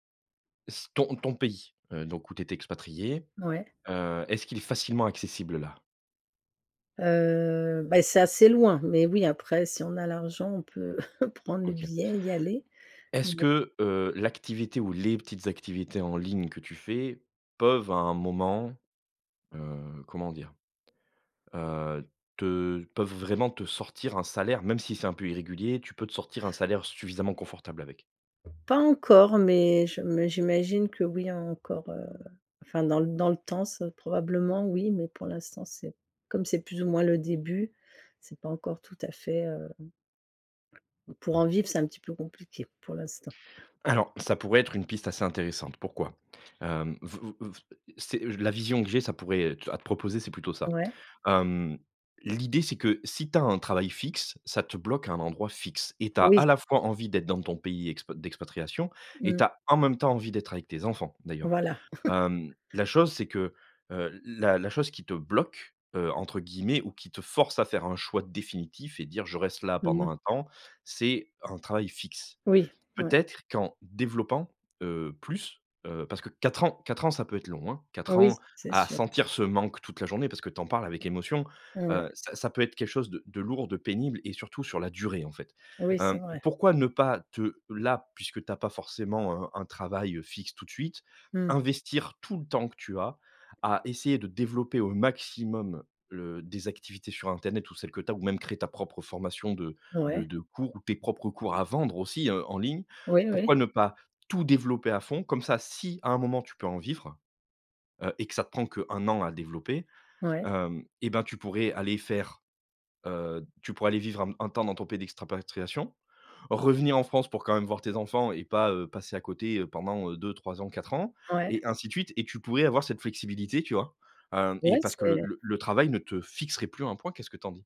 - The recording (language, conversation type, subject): French, advice, Faut-il changer de pays pour une vie meilleure ou rester pour préserver ses liens personnels ?
- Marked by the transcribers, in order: chuckle; other background noise; chuckle; chuckle; stressed: "durée"; stressed: "si"; "d'expatriation" said as "d'extrapatriation"